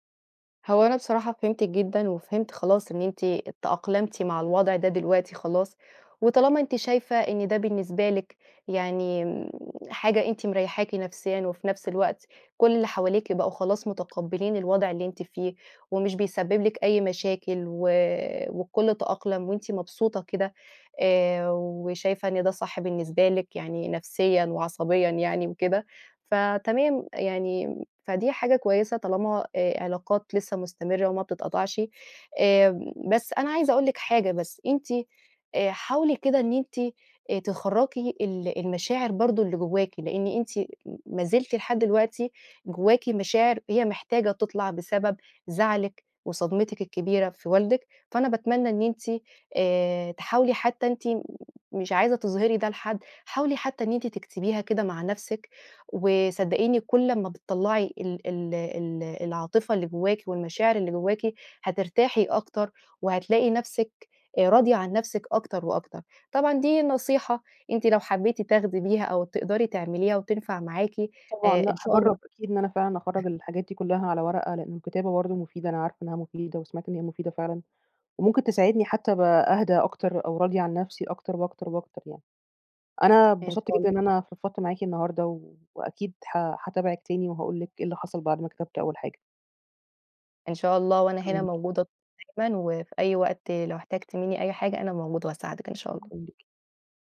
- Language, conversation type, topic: Arabic, advice, هو إزاي بتوصف إحساسك بالخدر العاطفي أو إنك مش قادر تحس بمشاعرك؟
- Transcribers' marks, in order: tapping